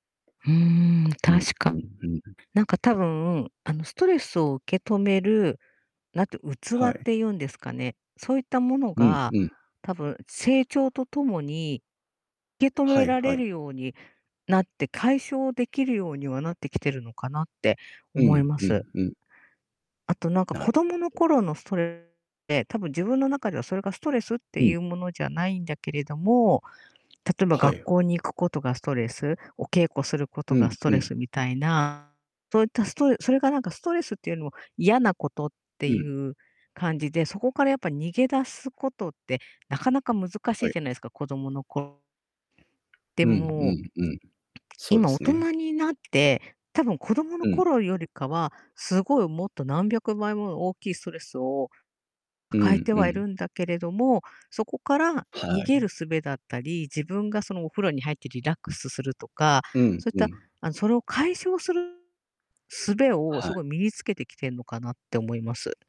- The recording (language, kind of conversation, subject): Japanese, unstructured, 最近、ストレスを感じることはありますか？
- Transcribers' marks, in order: distorted speech; unintelligible speech